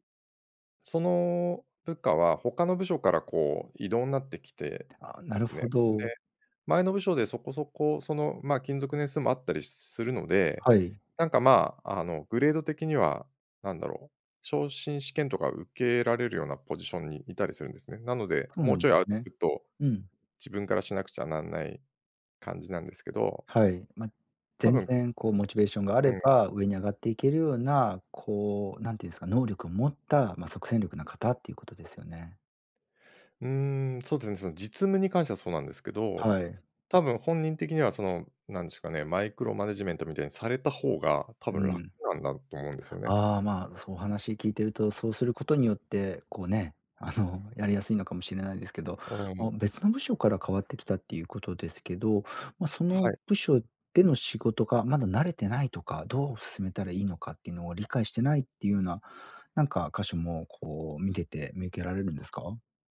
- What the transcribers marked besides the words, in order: in English: "マイクロマネジメント"
- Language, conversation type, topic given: Japanese, advice, 仕事で同僚に改善点のフィードバックをどのように伝えればよいですか？